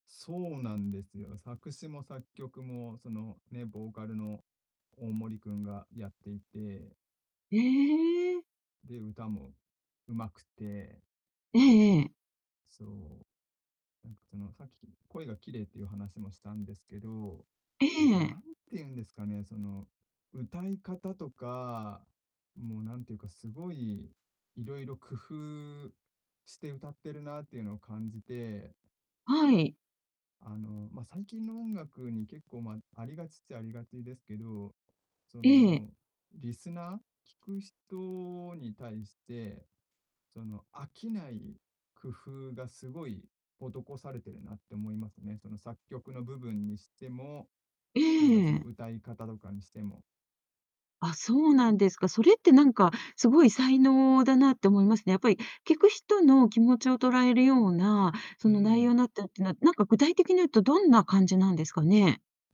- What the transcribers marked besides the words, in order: distorted speech
- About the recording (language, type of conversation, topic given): Japanese, podcast, 最近ハマっている音楽は何ですか？